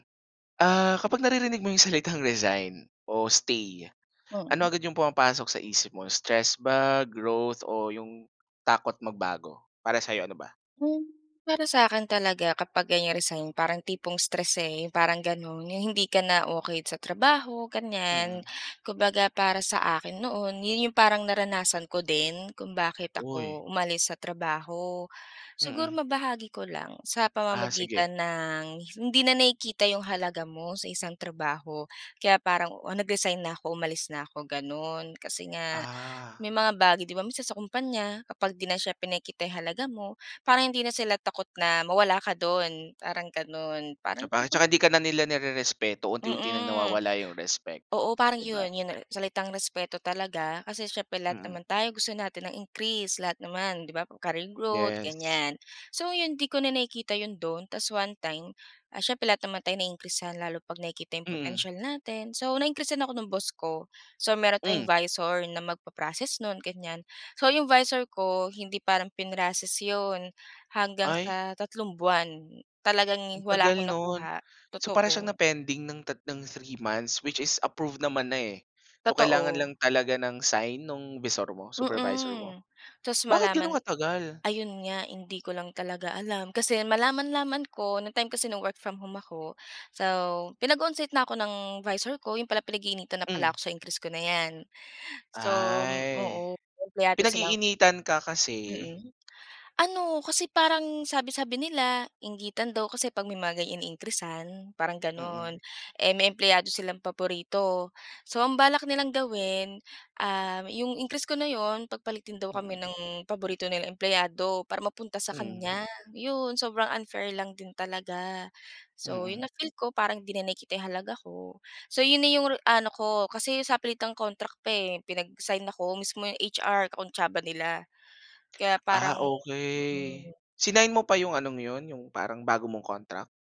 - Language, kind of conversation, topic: Filipino, podcast, Paano mo pinapasiya kung aalis ka na ba sa trabaho o magpapatuloy ka pa?
- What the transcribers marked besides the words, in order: unintelligible speech; drawn out: "Ay"